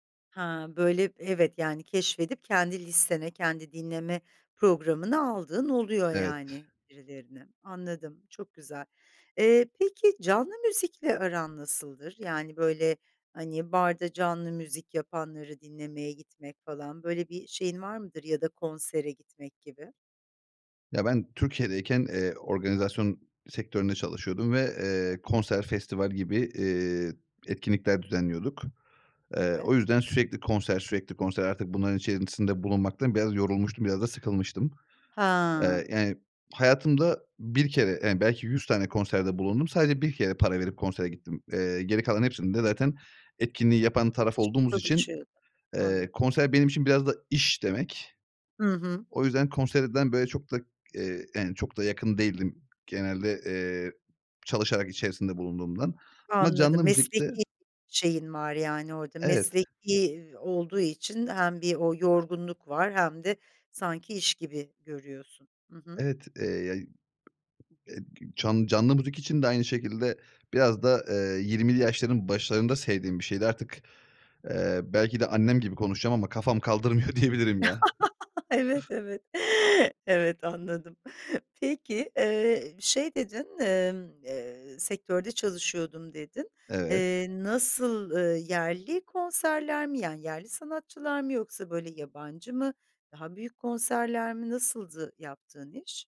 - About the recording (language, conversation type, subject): Turkish, podcast, İki farklı müzik zevkini ortak bir çalma listesinde nasıl dengelersin?
- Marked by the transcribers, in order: stressed: "iş"; other background noise; chuckle; chuckle